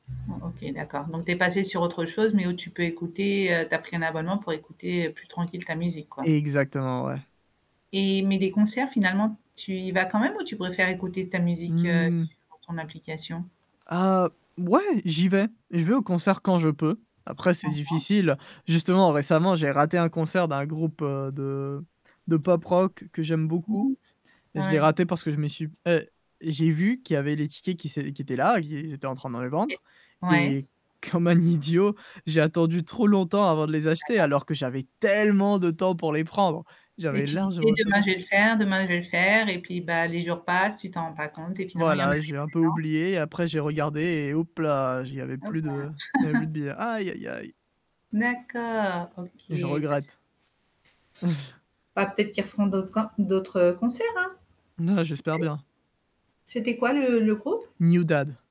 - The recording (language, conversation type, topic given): French, podcast, Comment tes goûts musicaux ont-ils évolué au fil des années ?
- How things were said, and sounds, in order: static; drawn out: "Mmh"; distorted speech; tapping; unintelligible speech; laughing while speaking: "comme un idiot"; stressed: "tellement"; unintelligible speech; chuckle; other background noise; chuckle; laughing while speaking: "Non"